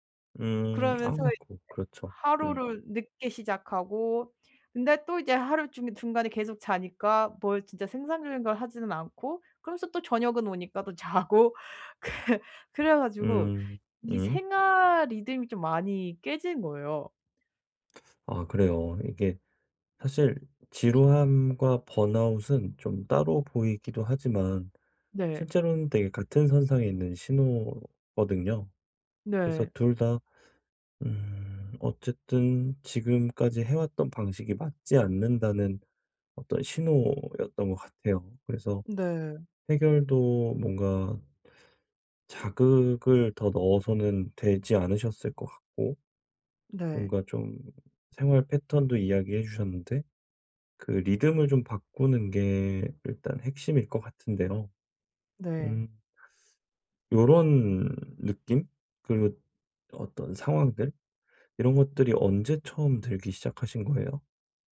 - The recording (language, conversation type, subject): Korean, advice, 요즘 지루함과 번아웃을 어떻게 극복하면 좋을까요?
- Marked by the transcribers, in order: unintelligible speech; laughing while speaking: "그"; teeth sucking